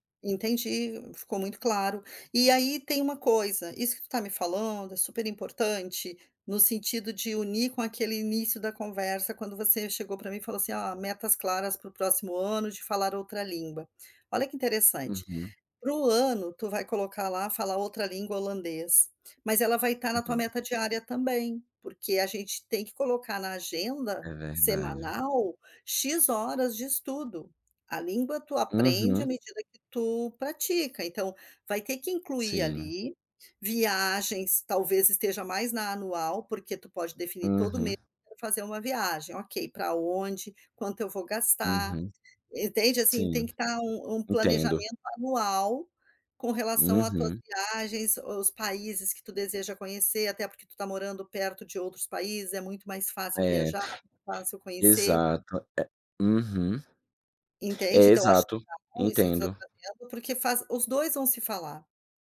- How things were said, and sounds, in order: other background noise; tapping; unintelligible speech
- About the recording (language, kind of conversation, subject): Portuguese, advice, Como posso definir metas claras e alcançáveis?